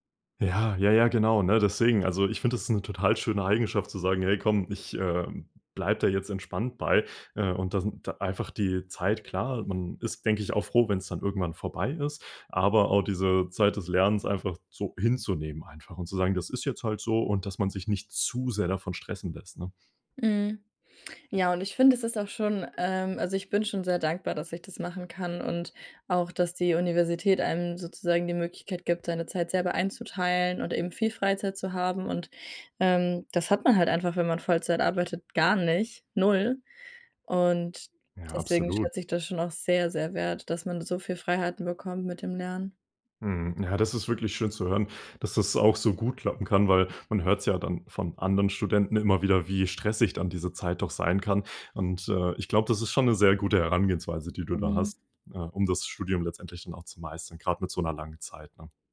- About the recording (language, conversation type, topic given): German, podcast, Wie bleibst du langfristig beim Lernen motiviert?
- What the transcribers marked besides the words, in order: stressed: "zu"